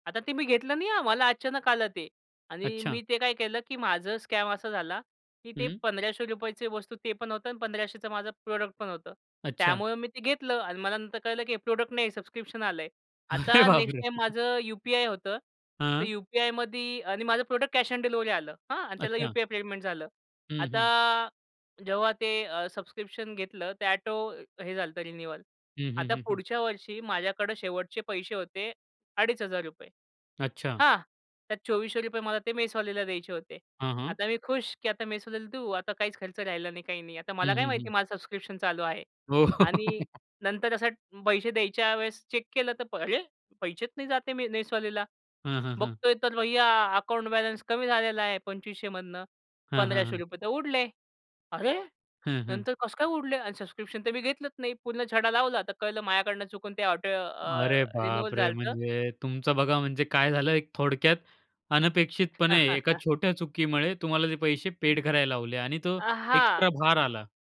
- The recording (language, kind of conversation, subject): Marathi, podcast, डिजिटल पेमेंटमुळे तुमच्या खर्चाच्या सवयींमध्ये कोणते बदल झाले?
- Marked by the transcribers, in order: in English: "स्कॅम"; in English: "प्रॉडक्ट"; in English: "प्रॉडक्ट"; laughing while speaking: "अरे बापरे!"; other background noise; in English: "नेक्स्ट"; in English: "प्रॉडक्ट कॅश ऑन डिलिव्हरी"; in English: "रिन्यूवल"; laugh; in English: "चेक"; surprised: "अरे पैसेच नाही जात आहे मी मेसवाल्याला"; surprised: "अरे! नंतर कसं काय उडले?"; in English: "रिन्युवल"; laugh; in English: "पेड"